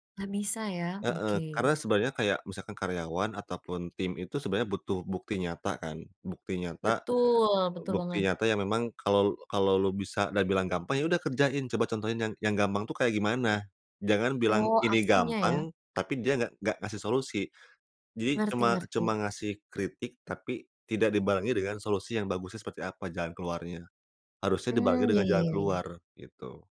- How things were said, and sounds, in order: other background noise
- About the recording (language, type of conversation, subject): Indonesian, podcast, Bagaimana cara membangun kepercayaan lewat tindakan, bukan cuma kata-kata?
- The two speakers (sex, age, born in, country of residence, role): female, 20-24, Indonesia, Indonesia, host; male, 30-34, Indonesia, Indonesia, guest